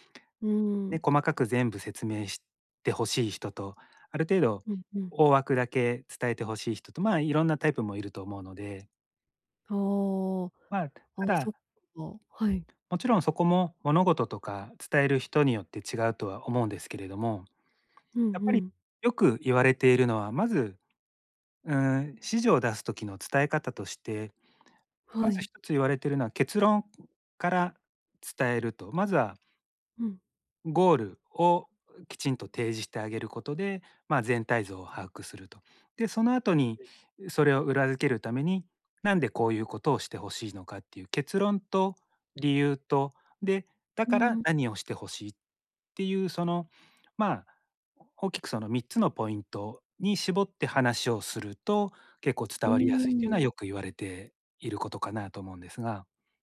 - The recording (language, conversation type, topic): Japanese, advice, 短時間で会議や発表の要点を明確に伝えるには、どうすればよいですか？
- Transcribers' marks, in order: tapping; other background noise